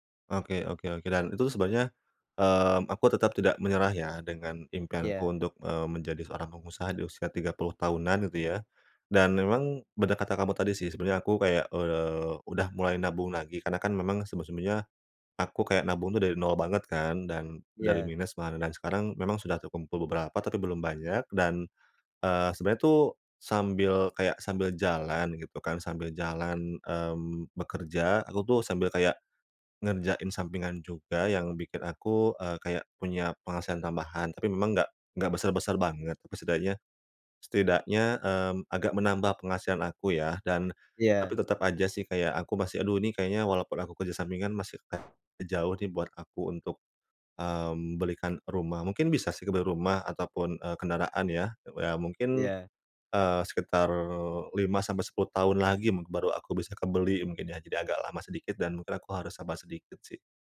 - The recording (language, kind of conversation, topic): Indonesian, advice, Bagaimana cara mengelola kekecewaan terhadap masa depan saya?
- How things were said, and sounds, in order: "sebenarnya" said as "sebernya"; "benar" said as "bede"; other background noise; "mungkin" said as "mungk"